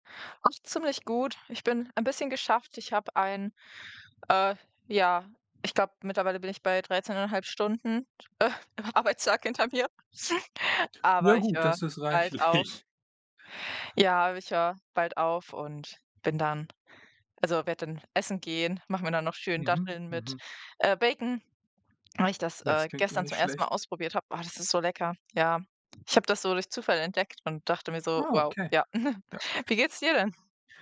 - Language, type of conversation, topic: German, unstructured, Wie beeinflussen soziale Medien deine Stimmung?
- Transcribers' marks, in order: other background noise; other noise; laughing while speaking: "Arbeitstag hinter mir"; laughing while speaking: "reichlich"; chuckle